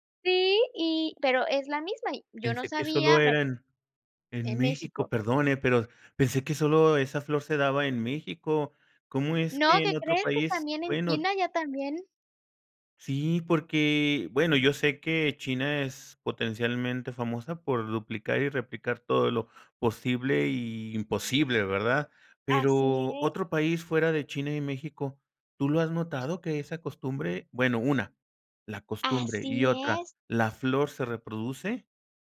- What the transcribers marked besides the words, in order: other background noise
- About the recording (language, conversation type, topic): Spanish, podcast, Cuéntame, ¿qué tradiciones familiares te importan más?